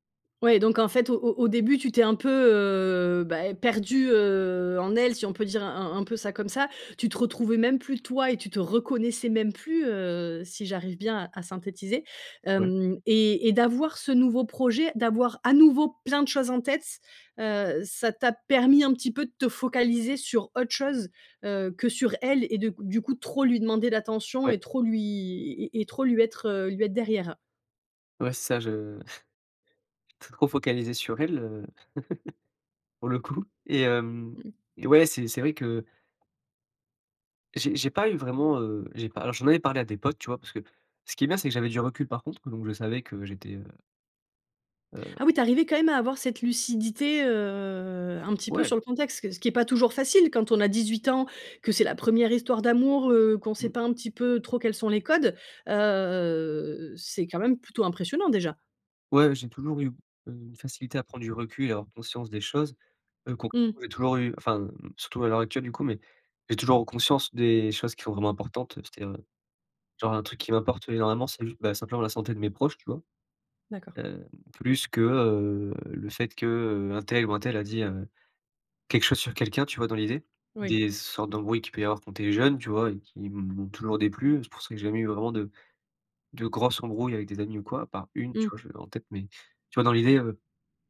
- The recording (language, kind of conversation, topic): French, podcast, Qu’est-ce qui t’a aidé à te retrouver quand tu te sentais perdu ?
- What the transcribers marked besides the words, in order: stressed: "toi"; stressed: "elle"; chuckle; laugh; drawn out: "heu"; drawn out: "heu"; other background noise